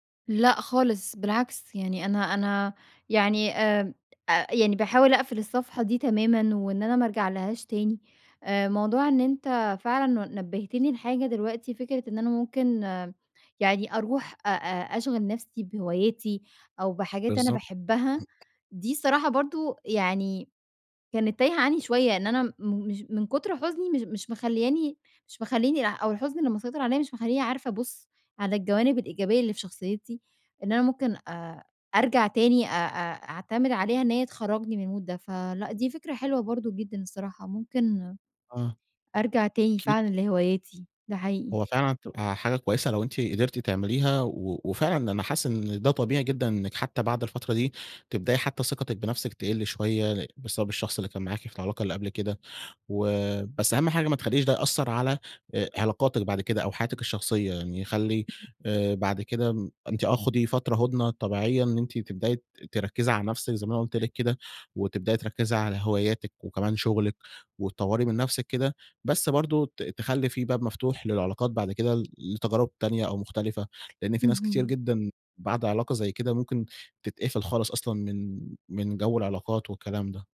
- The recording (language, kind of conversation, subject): Arabic, advice, إزاي أتعامل مع حزن شديد بعد انفصال مفاجئ؟
- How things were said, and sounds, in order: other background noise; in English: "المود"